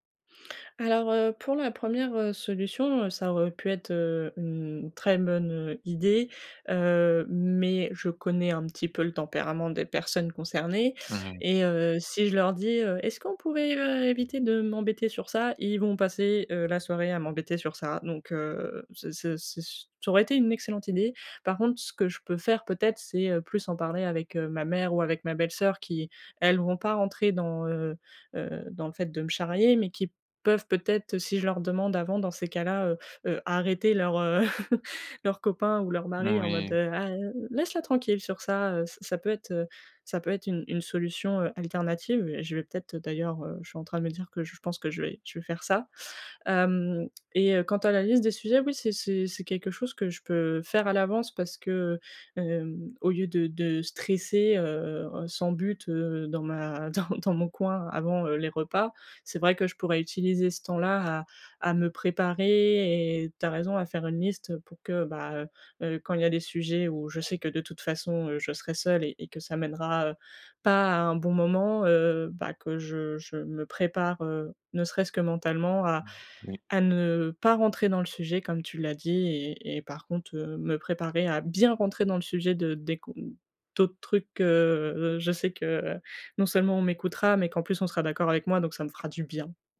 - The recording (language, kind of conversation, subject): French, advice, Comment puis-je me sentir plus à l’aise pendant les fêtes et les célébrations avec mes amis et ma famille ?
- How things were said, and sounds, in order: unintelligible speech; chuckle; stressed: "bien"; stressed: "bien"